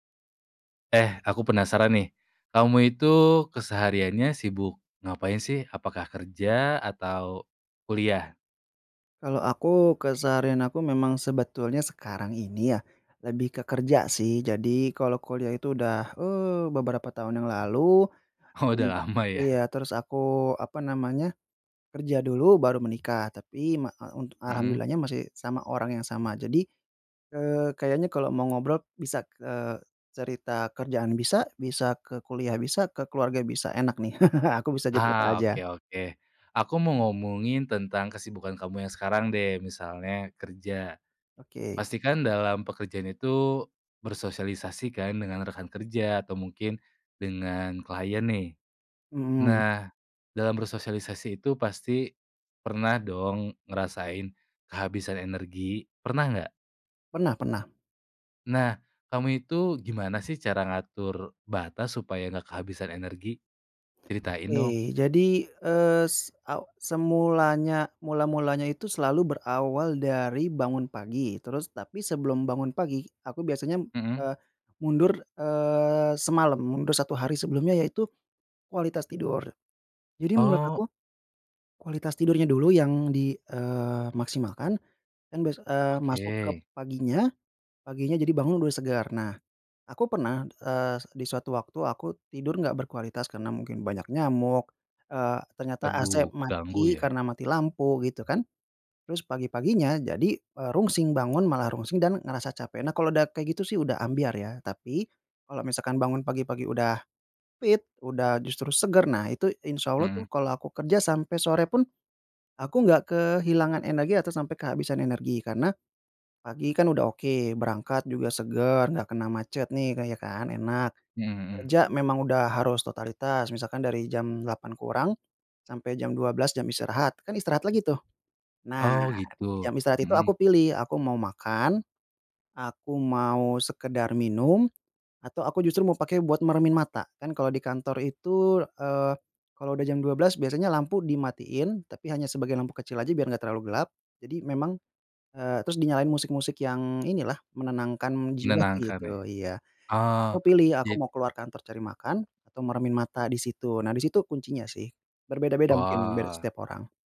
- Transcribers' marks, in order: tapping; laugh; in Javanese: "rungsing"; in Javanese: "rungsing"
- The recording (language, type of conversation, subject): Indonesian, podcast, Bagaimana cara kamu menetapkan batas agar tidak kehabisan energi?